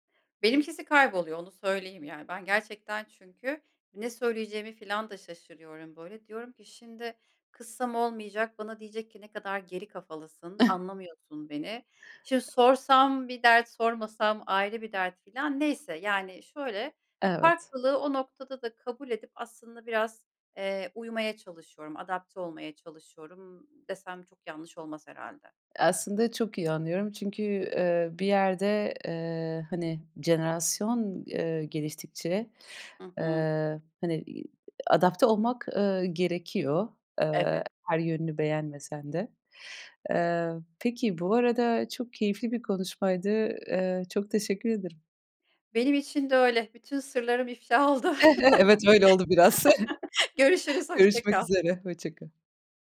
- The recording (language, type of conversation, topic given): Turkish, podcast, Telefonda dinlemekle yüz yüze dinlemek arasında ne fark var?
- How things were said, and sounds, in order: chuckle; other background noise; chuckle